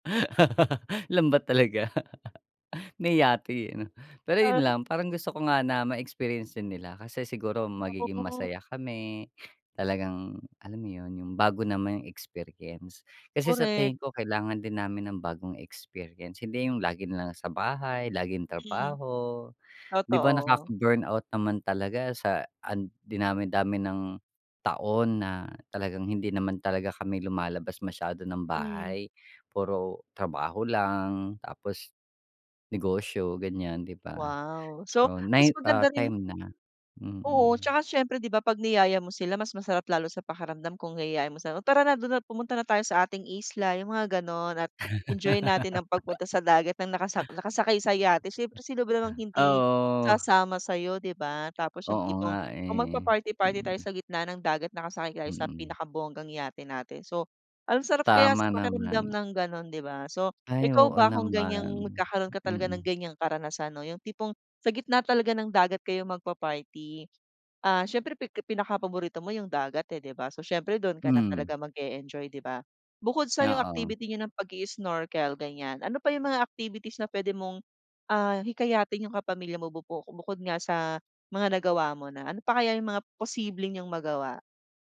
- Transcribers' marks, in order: laugh; laugh; other background noise
- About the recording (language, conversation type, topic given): Filipino, podcast, Ano ang paborito mong likas na lugar, at ano ang itinuro nito sa’yo?